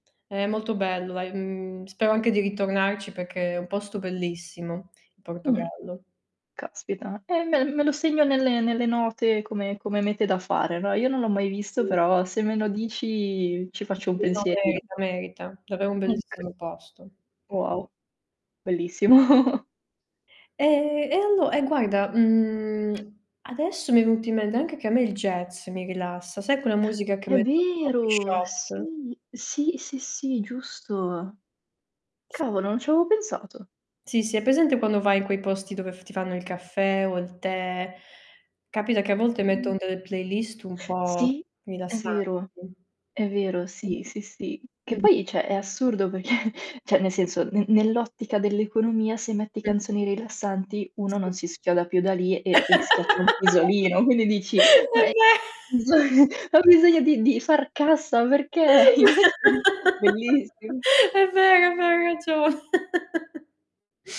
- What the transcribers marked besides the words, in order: distorted speech; laughing while speaking: "bellissimo"; chuckle; drawn out: "E"; other background noise; tongue click; "cioè" said as "ceh"; laughing while speaking: "peché"; "perché" said as "peché"; "cioè" said as "ceh"; laugh; laughing while speaking: "È ve"; laughing while speaking: "Quindi dici"; chuckle; unintelligible speech; laughing while speaking: "esa"; laugh; laughing while speaking: "È vero, è vero, hai ragio"; chuckle; laughing while speaking: "invece bellissimo"; laugh
- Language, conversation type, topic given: Italian, unstructured, Come influisce la musica sul tuo umore quotidiano?